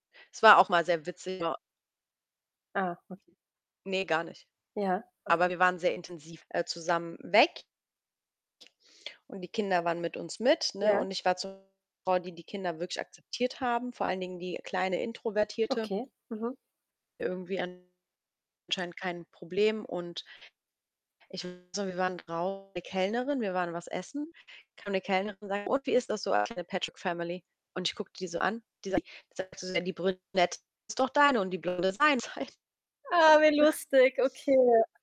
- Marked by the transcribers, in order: distorted speech; unintelligible speech; static; stressed: "weg"; other background noise; unintelligible speech; unintelligible speech; laughing while speaking: "halt"; put-on voice: "Ah, wie lustig"; chuckle
- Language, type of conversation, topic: German, unstructured, Was bedeutet Glück für dich persönlich?